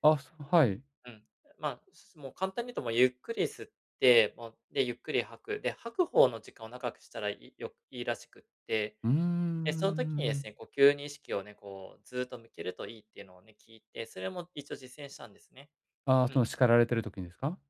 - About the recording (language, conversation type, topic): Japanese, advice, 日常で急に感情が高ぶったとき、どうすれば落ち着けますか？
- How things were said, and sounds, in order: none